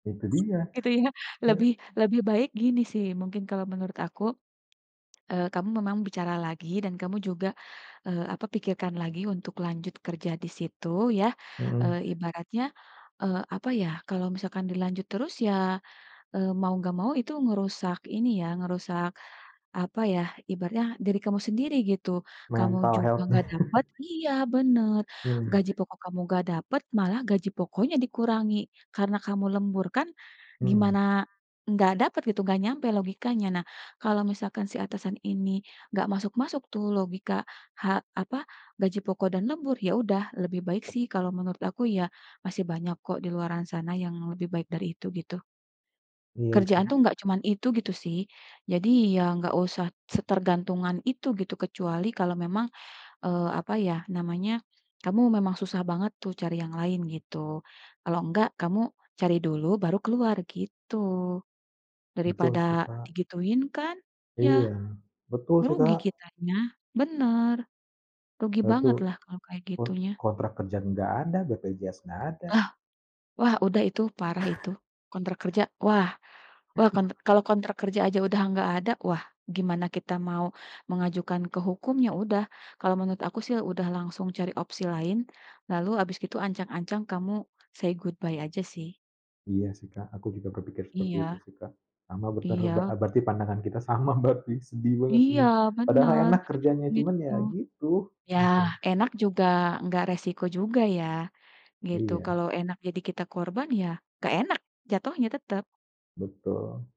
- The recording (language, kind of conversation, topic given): Indonesian, advice, Bagaimana cara menegosiasikan gaji atau tuntutan kerja dengan atasan?
- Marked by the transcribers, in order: other background noise; unintelligible speech; tapping; in English: "Mental health"; laugh; background speech; chuckle; chuckle; in English: "say goodbye"